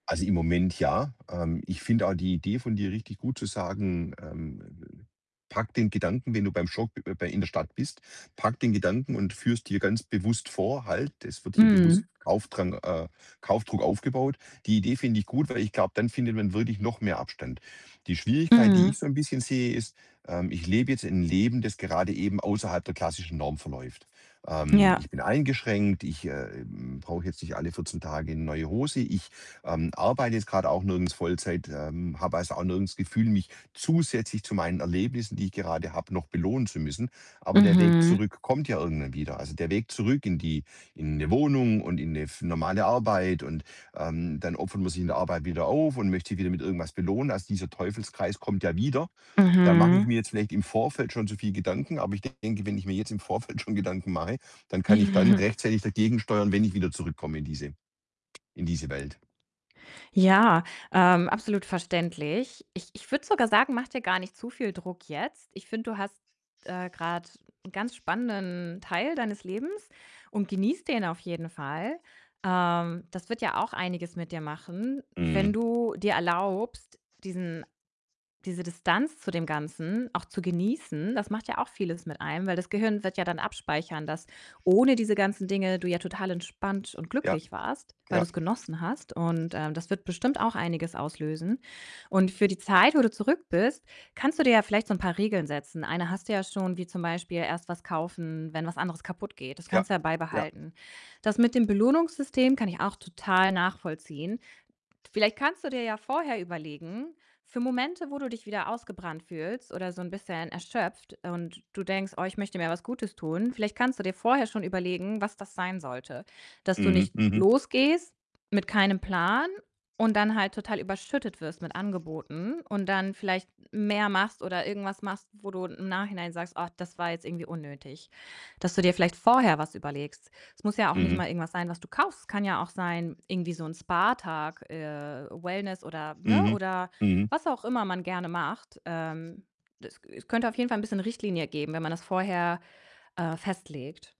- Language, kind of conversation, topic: German, advice, Wie kann ich Trends und dem sozialen Druck widerstehen, Dinge zu kaufen, die ich nicht brauche?
- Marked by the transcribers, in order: distorted speech; tapping; other background noise; laughing while speaking: "Vorfeld schon"; laughing while speaking: "Mhm"; background speech